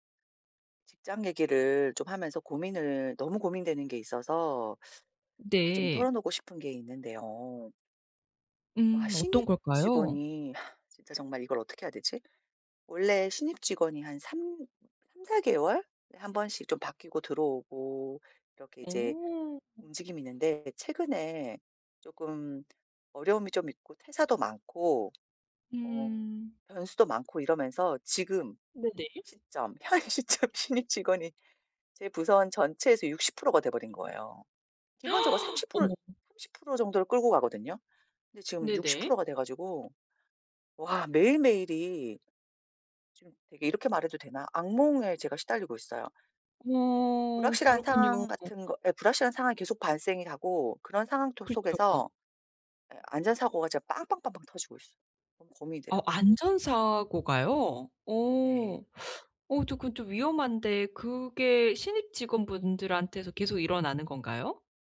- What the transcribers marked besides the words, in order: teeth sucking; sigh; other background noise; tapping; laughing while speaking: "현 시점 신입 직원이"; gasp; teeth sucking
- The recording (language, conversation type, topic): Korean, advice, 불확실한 상황에 있는 사람을 어떻게 도와줄 수 있을까요?